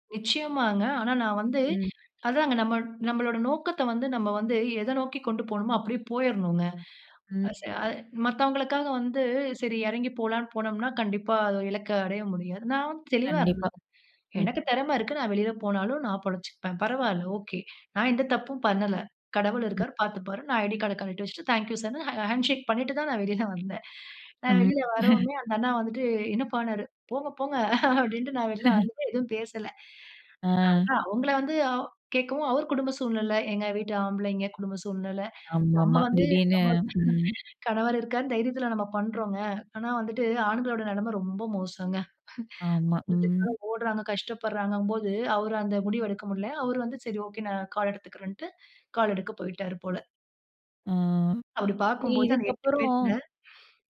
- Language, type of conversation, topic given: Tamil, podcast, நீங்கள் வாழ்க்கையின் நோக்கத்தை எப்படிக் கண்டுபிடித்தீர்கள்?
- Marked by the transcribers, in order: inhale; inhale; other noise; inhale; unintelligible speech; inhale; in English: "தேங்க் யூ சார்ன்னு ஹே ஹேண்ட் ஷேக்"; laughing while speaking: "வெளில வந்தேன்"; chuckle; inhale; chuckle; laughing while speaking: "அப்டின்ட்டு நான் வெளிய வந்துட்டு எதுவும் பேசல"; inhale; inhale; chuckle; chuckle; breath